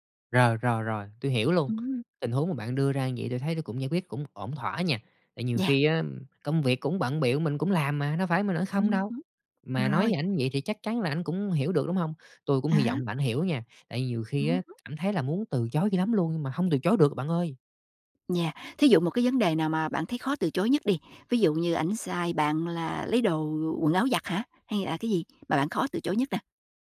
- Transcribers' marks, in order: other background noise; tapping
- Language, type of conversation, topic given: Vietnamese, advice, Bạn lợi dụng mình nhưng mình không biết từ chối